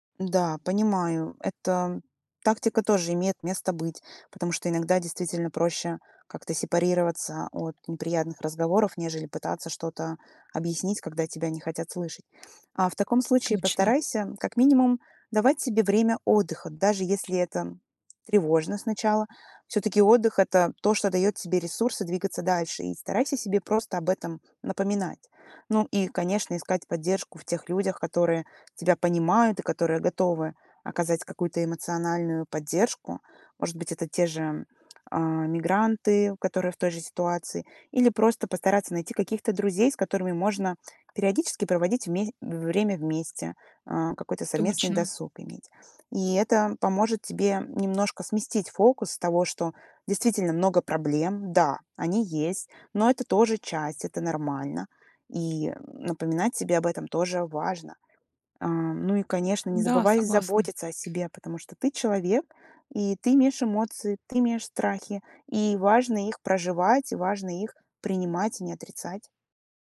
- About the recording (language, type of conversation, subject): Russian, advice, Как безопасно и уверенно переехать в другой город и начать жизнь с нуля?
- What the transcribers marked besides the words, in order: tapping